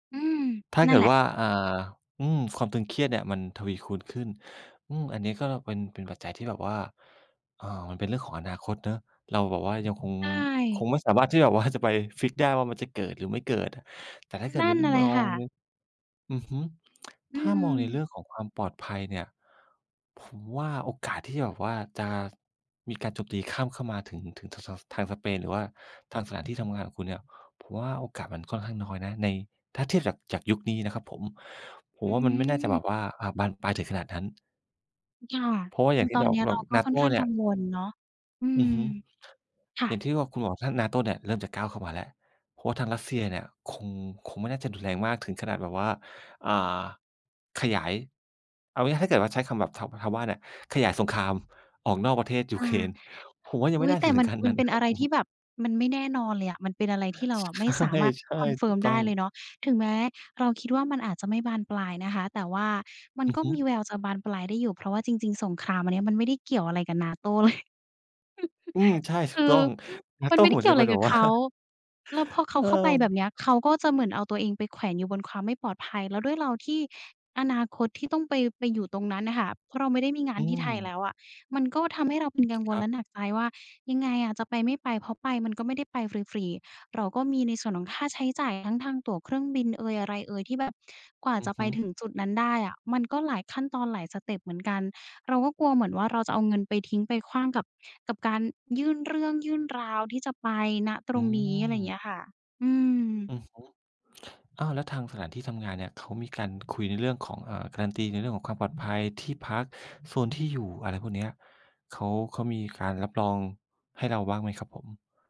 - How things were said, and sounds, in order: tapping; other background noise; chuckle; laughing while speaking: "ว่า"
- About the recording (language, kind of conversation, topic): Thai, advice, คุณอยากเล่าเรื่องการย้ายไปอยู่เมืองใหม่และเริ่มต้นชีวิตใหม่อย่างไรบ้าง?